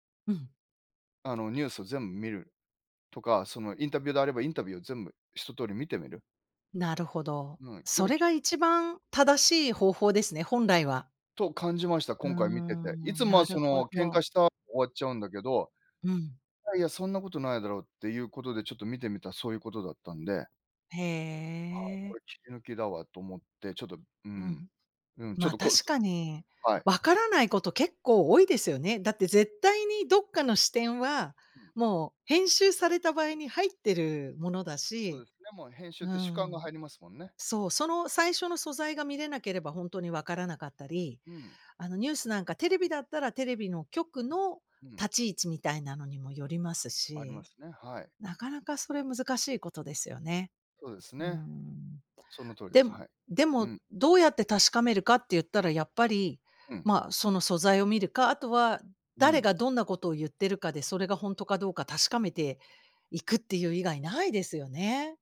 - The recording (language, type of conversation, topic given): Japanese, unstructured, ネット上の偽情報にどう対応すべきですか？
- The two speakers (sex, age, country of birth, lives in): female, 55-59, Japan, United States; male, 50-54, Japan, Japan
- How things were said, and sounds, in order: tapping; other noise